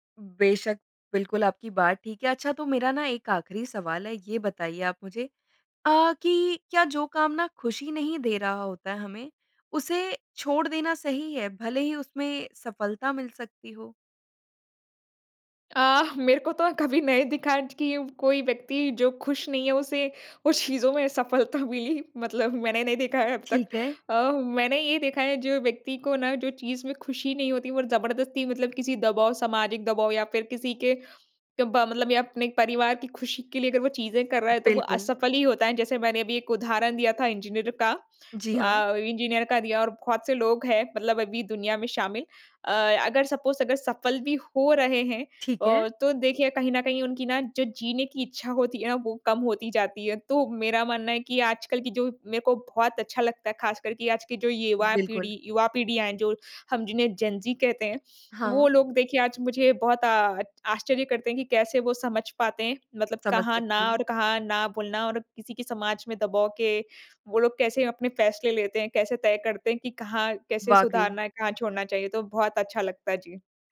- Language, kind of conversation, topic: Hindi, podcast, किसी रिश्ते, काम या स्थिति में आप यह कैसे तय करते हैं कि कब छोड़ देना चाहिए और कब उसे सुधारने की कोशिश करनी चाहिए?
- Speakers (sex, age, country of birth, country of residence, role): female, 25-29, India, India, guest; female, 25-29, India, India, host
- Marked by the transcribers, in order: laughing while speaking: "मेरे को तो अ, कभी"; laughing while speaking: "उस चीज़ों में सफलता मिली। मतलब मैंने नहीं देखा है अब तक"; in English: "सपोज़"; in English: "जेन-ज़ी"